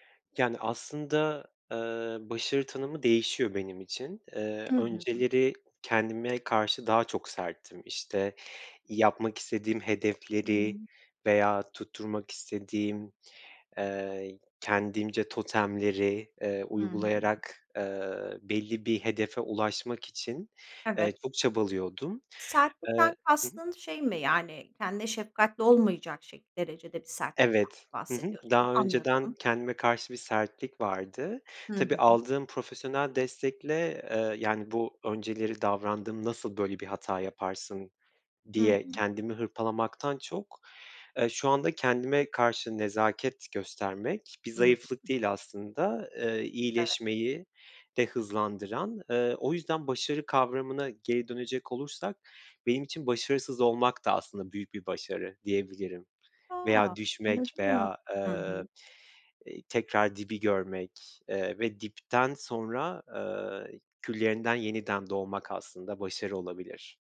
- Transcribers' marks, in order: tapping; other noise
- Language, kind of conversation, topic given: Turkish, podcast, Başarısızlıkla karşılaştığında ne yaparsın?